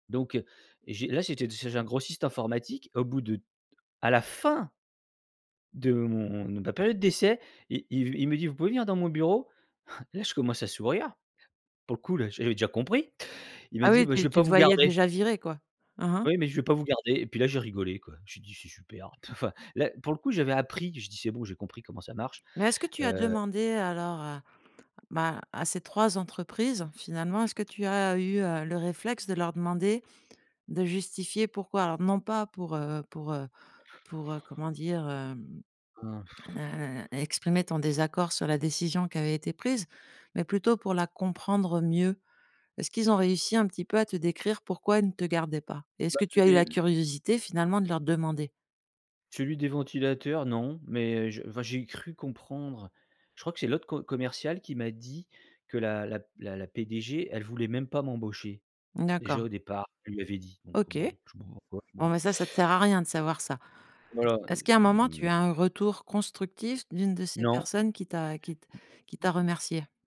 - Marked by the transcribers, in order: stressed: "fin"; chuckle; blowing; stressed: "mieux"; tapping; other background noise
- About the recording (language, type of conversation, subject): French, podcast, Pouvez-vous raconter un échec qui s’est transformé en opportunité ?